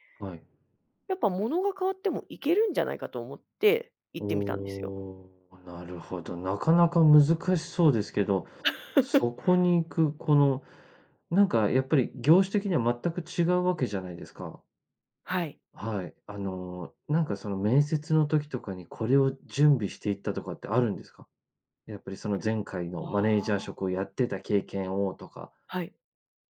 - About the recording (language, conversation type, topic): Japanese, podcast, スキルを他の業界でどのように活かせますか？
- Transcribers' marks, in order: other background noise; laugh